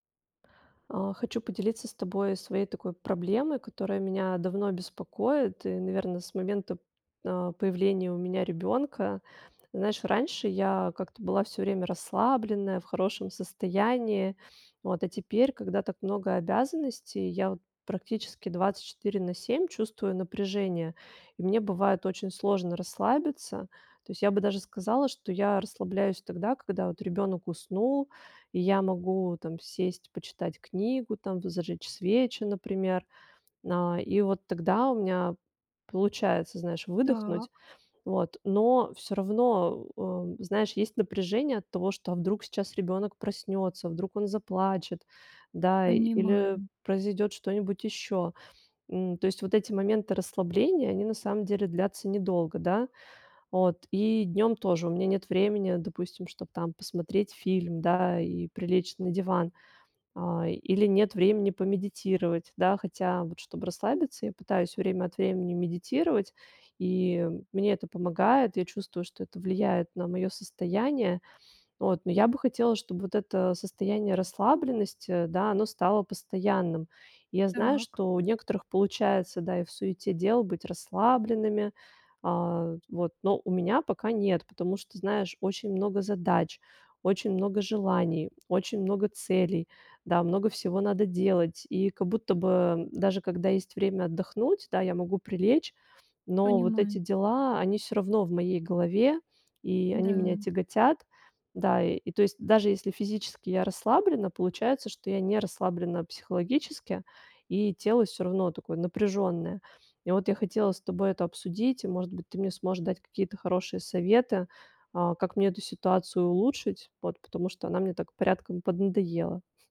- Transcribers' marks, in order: none
- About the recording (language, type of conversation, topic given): Russian, advice, Как справиться с постоянным напряжением и невозможностью расслабиться?